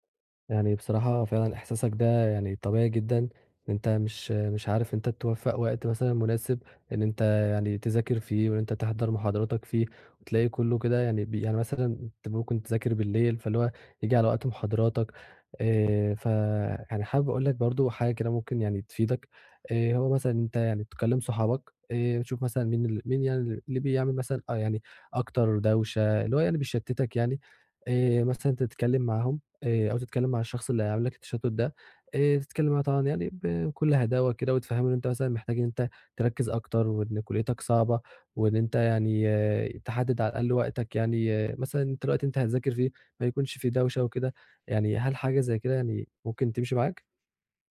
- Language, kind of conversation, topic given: Arabic, advice, إزاي أتعامل مع التشتت الذهني اللي بيتكرر خلال يومي؟
- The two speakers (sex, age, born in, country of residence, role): male, 20-24, Egypt, Egypt, advisor; male, 20-24, Egypt, Egypt, user
- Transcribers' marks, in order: tapping